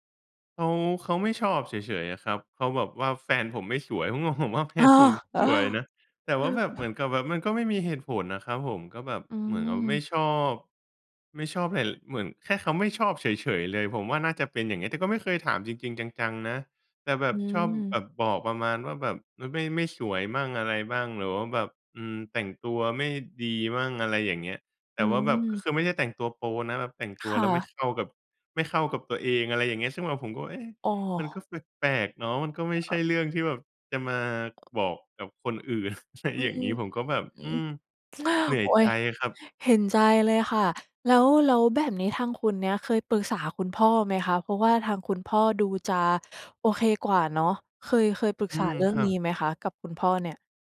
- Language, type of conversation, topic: Thai, advice, คุณรับมืออย่างไรเมื่อถูกครอบครัวของแฟนกดดันเรื่องความสัมพันธ์?
- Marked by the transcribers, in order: laughing while speaking: "ผมก็ผมว่าแฟนผม"; tapping; chuckle; other background noise; other noise; chuckle; gasp